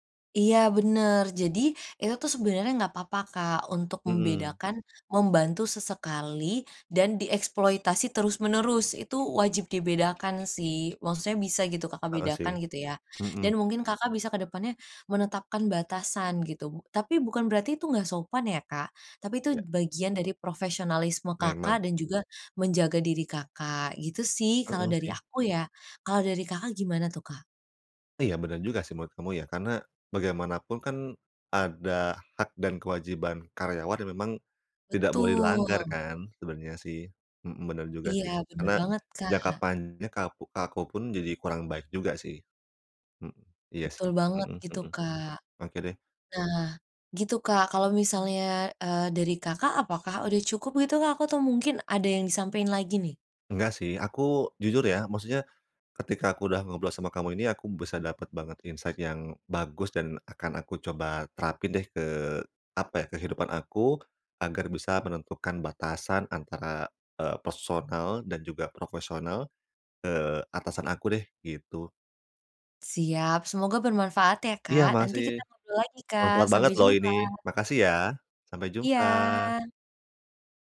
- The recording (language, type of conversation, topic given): Indonesian, advice, Bagaimana cara menentukan prioritas tugas ketika semuanya terasa mendesak?
- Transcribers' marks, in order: other background noise; in English: "insight"